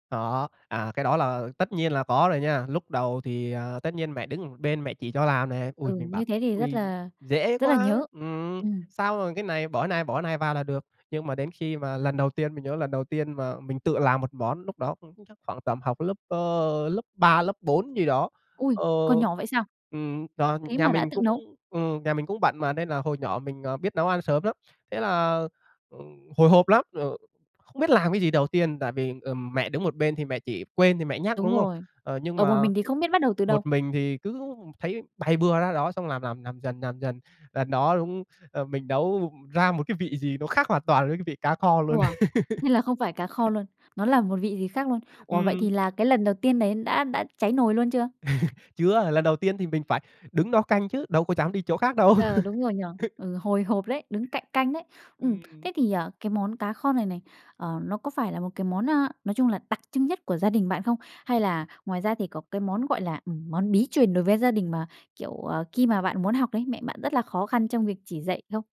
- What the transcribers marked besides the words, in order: tapping; "làm" said as "nàm"; "làm" said as "nàm"; "làm" said as "nàm"; laugh; other background noise; laugh; laugh
- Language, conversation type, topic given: Vietnamese, podcast, Gia đình bạn truyền bí quyết nấu ăn cho con cháu như thế nào?